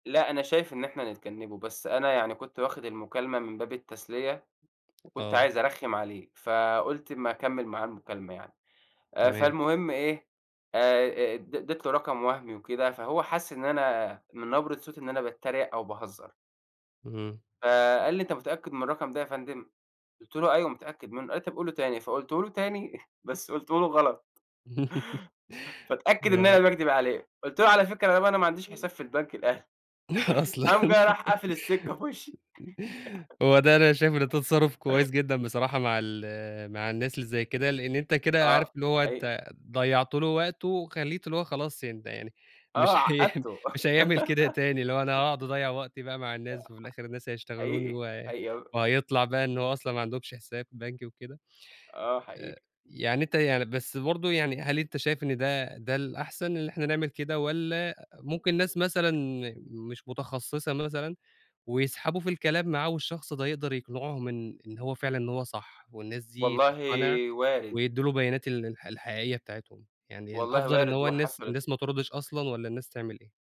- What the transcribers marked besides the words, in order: tapping; chuckle; laugh; chuckle; chuckle; laughing while speaking: "أصلًا"; laugh; other background noise; chuckle; laugh; chuckle; laughing while speaking: "هي"; giggle; unintelligible speech
- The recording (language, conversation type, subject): Arabic, podcast, إزاي تحمي نفسك من النصب على الإنترنت؟